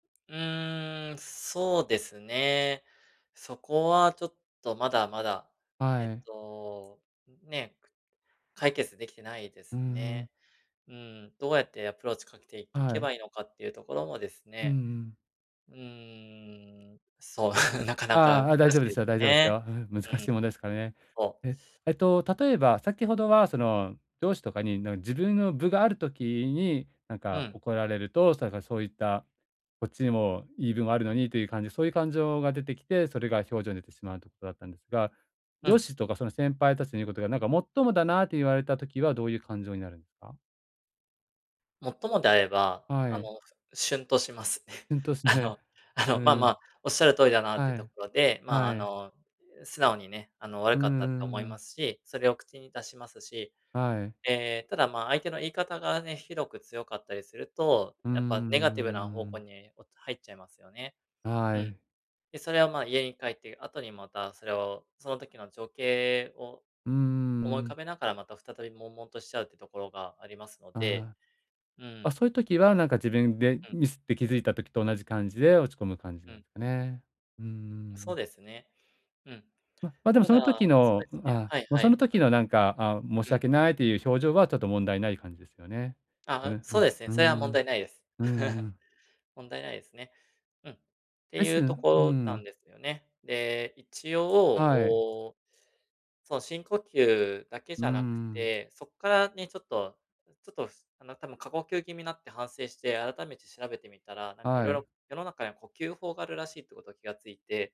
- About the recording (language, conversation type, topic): Japanese, advice, 日常で急に感情が高ぶったとき、どうすれば落ち着けますか？
- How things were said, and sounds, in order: laughing while speaking: "そう、なかなか"; chuckle; laughing while speaking: "あの、あの"; chuckle